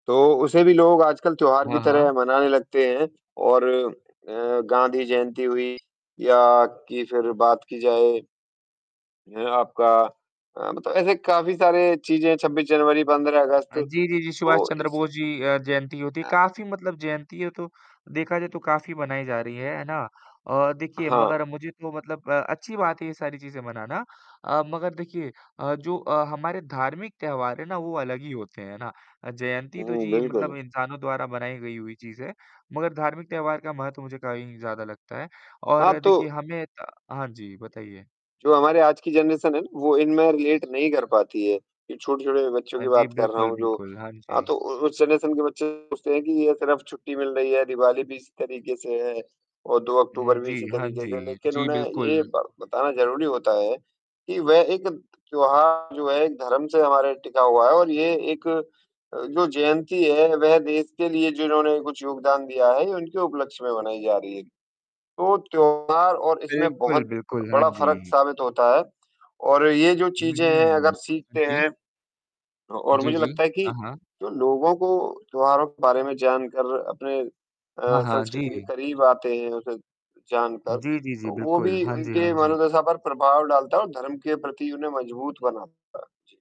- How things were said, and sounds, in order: other background noise; distorted speech; static; in English: "जनरेशन"; in English: "रिलेट"; in English: "जनरेशन"; bird; tapping; horn
- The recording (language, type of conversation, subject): Hindi, unstructured, त्योहारों का हमारे जीवन में क्या महत्व है?